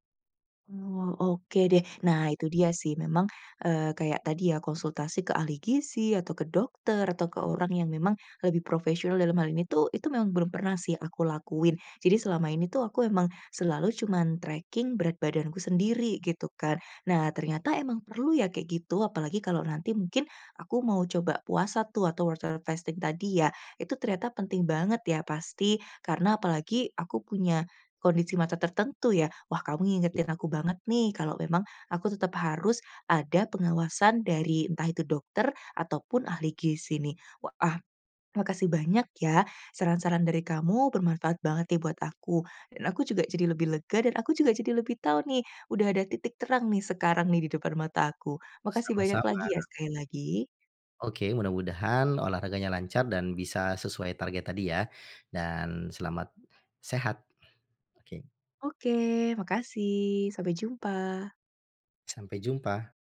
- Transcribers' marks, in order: in English: "tracking"; in English: "water fasting"
- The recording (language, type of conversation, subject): Indonesian, advice, Bagaimana saya sebaiknya fokus dulu: menurunkan berat badan atau membentuk otot?